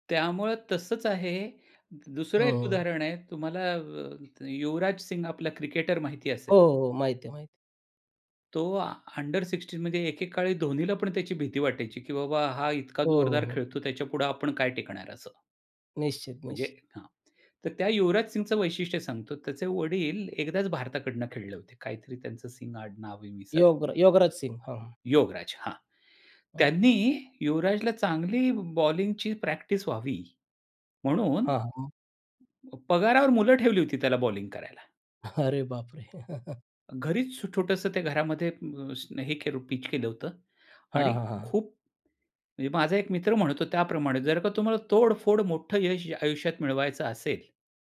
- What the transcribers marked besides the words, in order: other background noise; in English: "अंडर सिक्सटीन"; tapping; chuckle
- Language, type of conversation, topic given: Marathi, podcast, थोडा त्याग करून मोठा फायदा मिळवायचा की लगेच फायदा घ्यायचा?